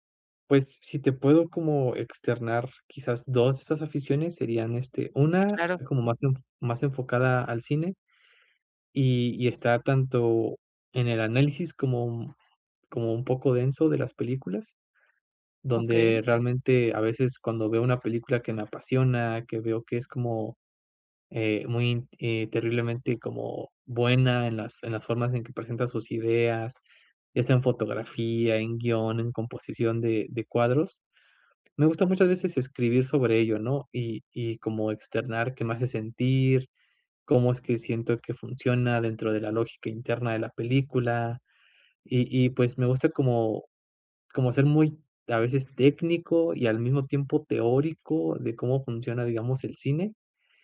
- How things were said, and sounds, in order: other background noise
- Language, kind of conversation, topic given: Spanish, advice, ¿Por qué ocultas tus aficiones por miedo al juicio de los demás?